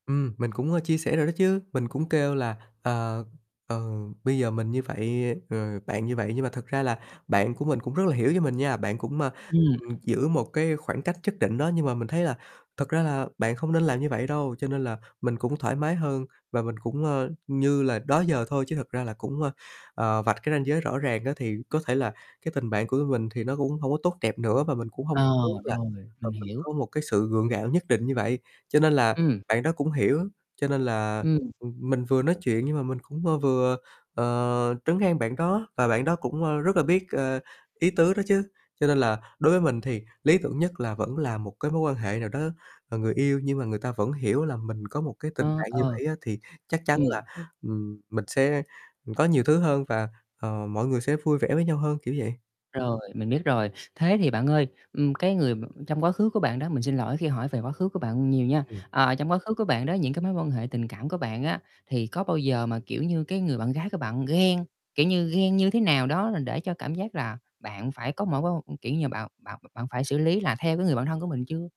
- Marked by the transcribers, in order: other background noise; tapping; static; distorted speech; mechanical hum; other noise
- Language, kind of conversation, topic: Vietnamese, advice, Tôi nên làm gì khi cảm thấy khó xử vì phải chọn giữa bạn thân và người yêu?